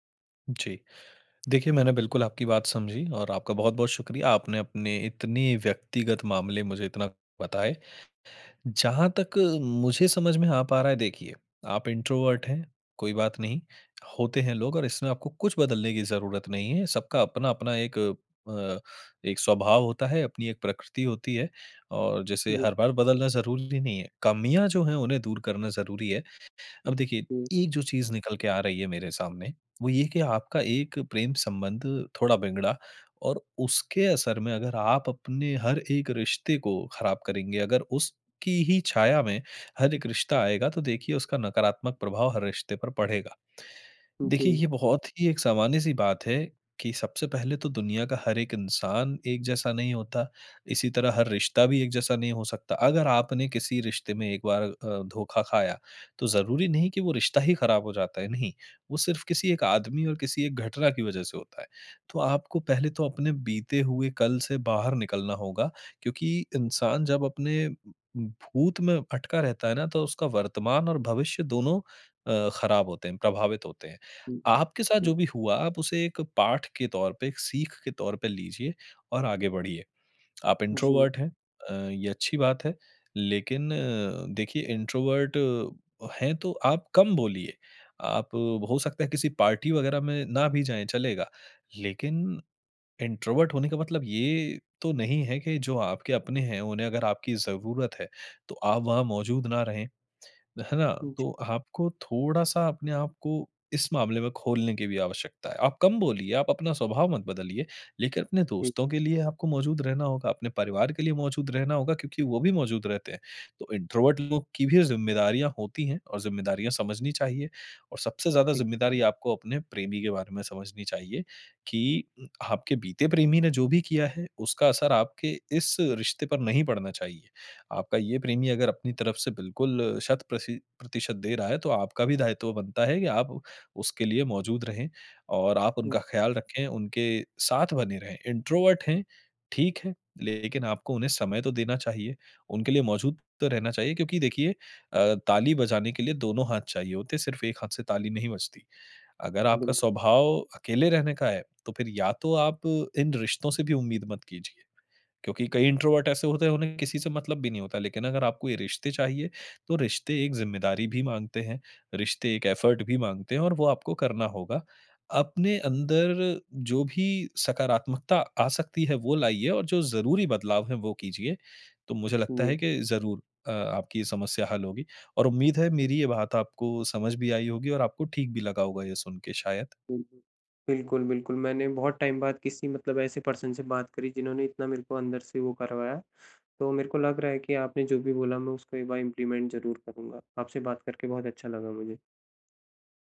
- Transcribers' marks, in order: in English: "इंट्रोवर्ट"; unintelligible speech; in English: "इंट्रोवर्ट"; in English: "इंट्रोवर्ट"; in English: "पार्टी"; in English: "इंट्रोवर्ट"; in English: "इंट्रोवर्ट"; in English: "इंट्रोवर्ट"; in English: "इंट्रोवर्ट"; in English: "एफोर्ट"; in English: "टाइम"; in English: "पर्सन"; in English: "इंप्लीमेंट"
- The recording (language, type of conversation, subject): Hindi, advice, आप हर रिश्ते में खुद को हमेशा दोषी क्यों मान लेते हैं?